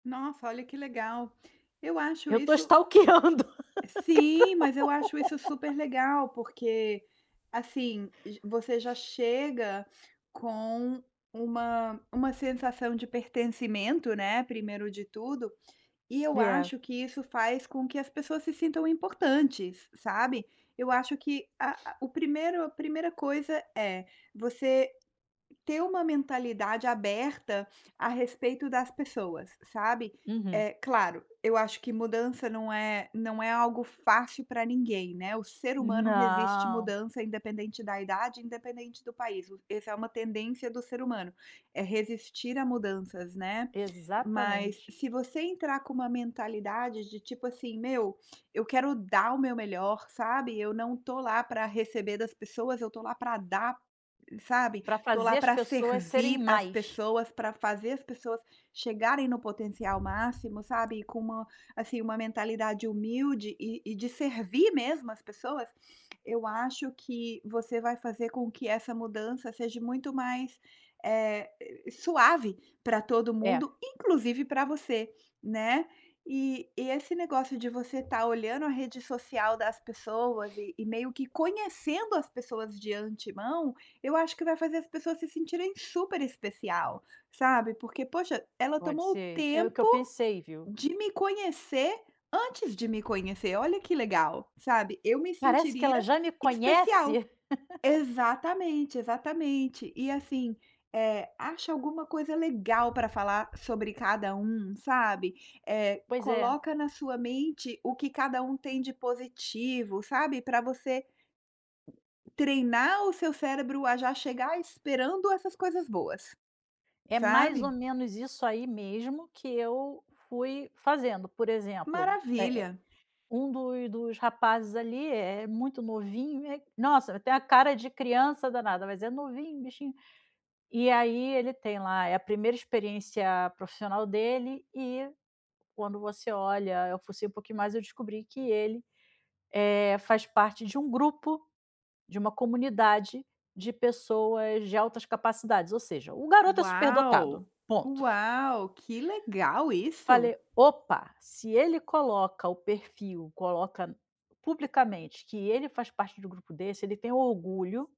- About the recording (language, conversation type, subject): Portuguese, advice, Como posso antecipar obstáculos potenciais que podem atrapalhar meus objetivos?
- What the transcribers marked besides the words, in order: tapping; laughing while speaking: "stalkeando cada um"; laugh; drawn out: "Não"; other background noise; laugh